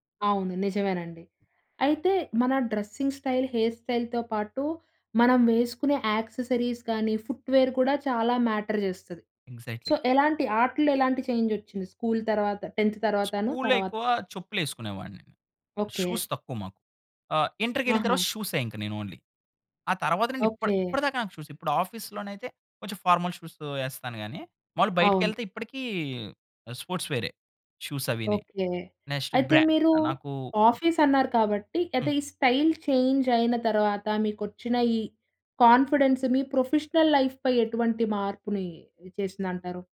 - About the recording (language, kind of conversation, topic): Telugu, podcast, స్టైల్‌లో మార్పు చేసుకున్న తర్వాత మీ ఆత్మవిశ్వాసం పెరిగిన అనుభవాన్ని మీరు చెప్పగలరా?
- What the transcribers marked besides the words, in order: in English: "డ్రెసింగ్ స్టైల్, హెయిర్ స్టైల్‌తో"; in English: "యాక్సెసరీస్"; in English: "పుట్ వేర్"; in English: "మ్యాటర్"; in English: "సో"; in English: "ఇన్‌సైట్‌లి"; in English: "చేంజ్"; in English: "టెంత్"; in English: "షూస్"; in English: "ఓన్లీ"; in English: "షూస్"; in English: "ఫార్మల్ షూస్"; in English: "స్పోర్ట్స్ వేర్‌ఎ షూస్"; in English: "నెక్స్ట్"; in English: "ఆఫీస్"; in English: "స్టైల్"; in English: "కాన్ఫిడెన్స్"; in English: "ప్రొఫెషనల్ లైఫ్"